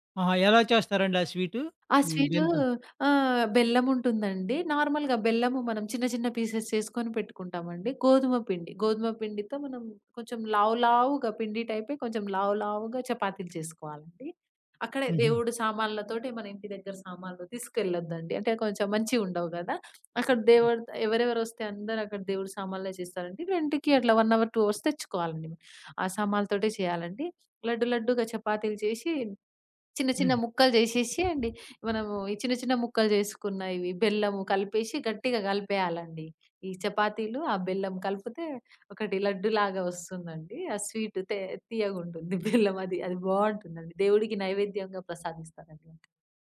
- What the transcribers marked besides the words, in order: other background noise; in English: "నార్మల్‌గా"; in English: "పీసెస్"; in English: "రెంట్‌కి"; in English: "వన్ అవర్, టూ అవర్స్"; in English: "స్వీట్"; chuckle; tapping
- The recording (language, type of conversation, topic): Telugu, podcast, మీ ఊర్లో జరిగే జాతరల్లో మీరు ఎప్పుడైనా పాల్గొన్న అనుభవం ఉందా?